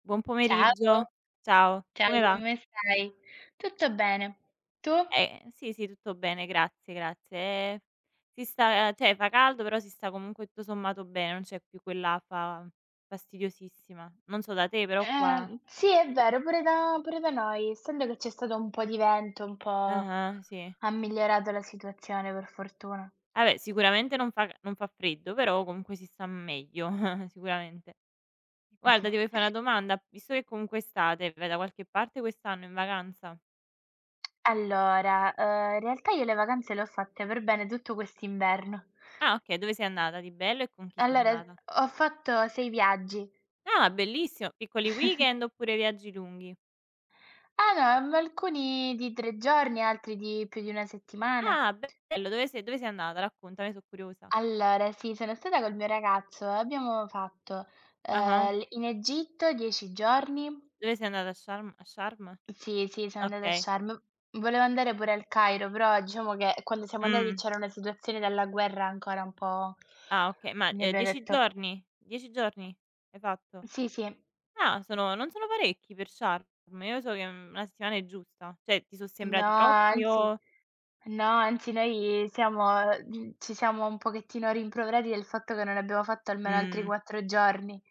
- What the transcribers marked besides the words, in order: "cioè" said as "ceh"; tapping; chuckle; "voglio" said as "voio"; chuckle; chuckle; in English: "weekend"; "Allora" said as "alloa"; unintelligible speech; "cioè" said as "ceh"
- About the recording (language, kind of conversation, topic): Italian, unstructured, Quanto sei disposto a scendere a compromessi durante una vacanza?